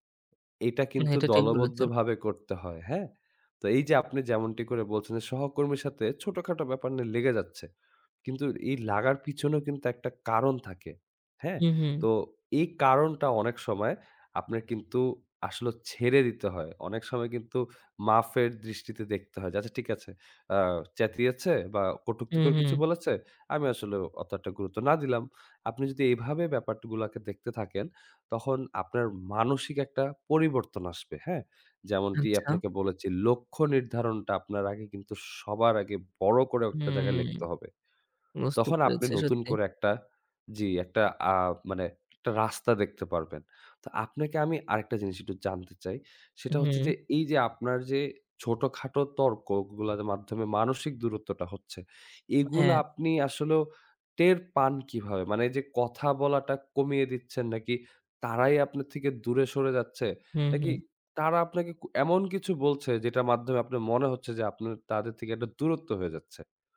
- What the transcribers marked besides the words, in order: "ব্যাপারগুলোকে" said as "ব্যাপাটগুলোকে"; other background noise
- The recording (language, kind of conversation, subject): Bengali, advice, প্রতিদিনের ছোটখাটো তর্ক ও মানসিক দূরত্ব